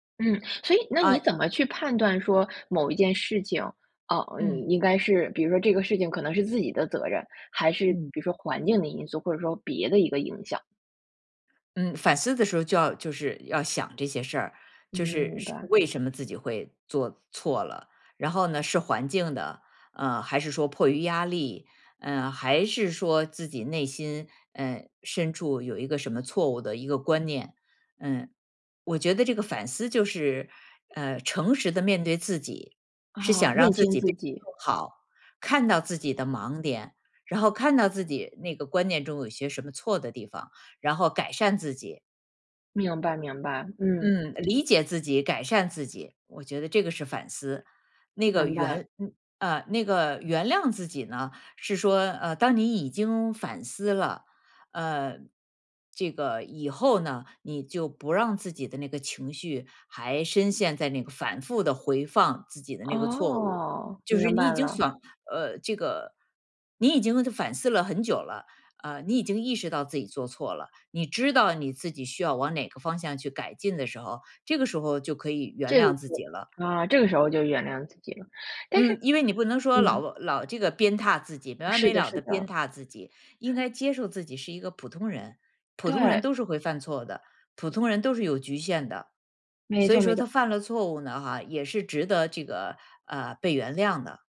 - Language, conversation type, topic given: Chinese, podcast, 什么时候该反思，什么时候该原谅自己？
- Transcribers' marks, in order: put-on voice: "哦"; other background noise